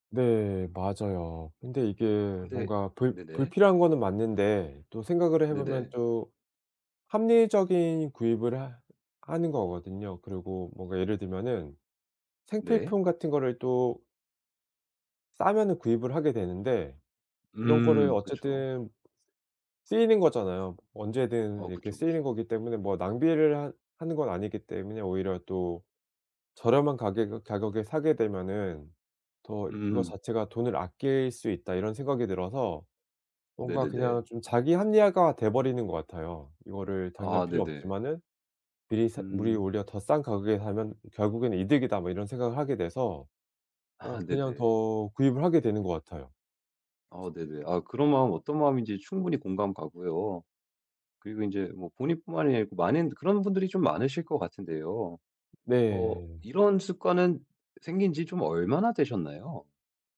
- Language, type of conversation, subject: Korean, advice, 공허감을 소비로 채우려는 경우 예산을 지키면서 소비를 줄이려면 어떻게 해야 할까요?
- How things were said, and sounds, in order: tapping; laughing while speaking: "아"; other background noise